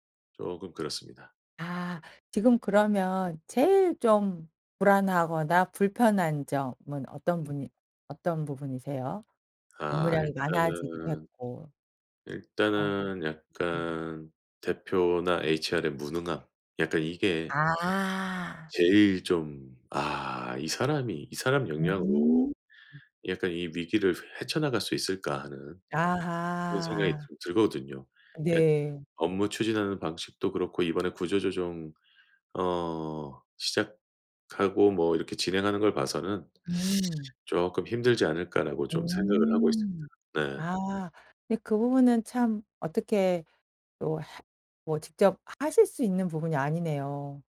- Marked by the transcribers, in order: other background noise; tapping; teeth sucking
- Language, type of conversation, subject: Korean, advice, 조직 개편으로 팀과 업무 방식이 급격히 바뀌어 불안할 때 어떻게 대처하면 좋을까요?